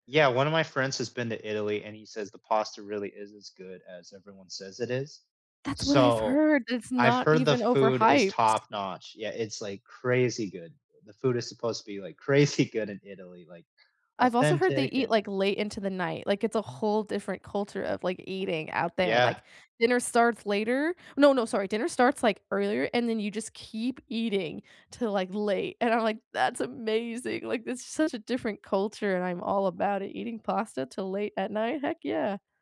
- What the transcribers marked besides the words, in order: laughing while speaking: "crazy"
- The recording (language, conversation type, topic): English, unstructured, What is your idea of a perfect date?